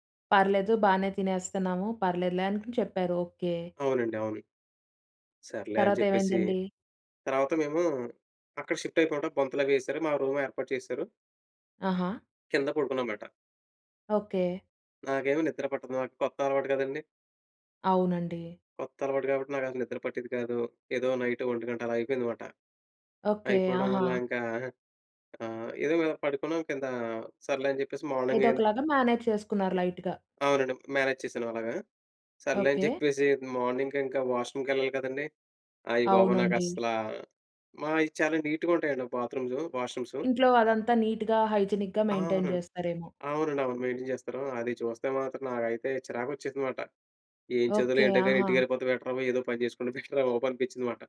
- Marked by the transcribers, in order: in English: "షిఫ్ట్"; in English: "రూమ్"; in English: "నైట్"; in English: "మార్నింగ్"; in English: "మేనేజ్"; in English: "లైట్‌గా"; in English: "మేనేజ్"; in English: "మార్నింగ్"; in English: "వాష్రూమ్"; in English: "నీట్‌గా"; in English: "వాష్రూమ్స్"; in English: "నీట్‌గా, హైజినిక్‌గా, మెయింటైన్"; in English: "మెయింటైన్"; in English: "బెటర్"; chuckle; in English: "బెటర్"
- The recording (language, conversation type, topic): Telugu, podcast, మీ మొట్టమొదటి పెద్ద ప్రయాణం మీ జీవితాన్ని ఎలా మార్చింది?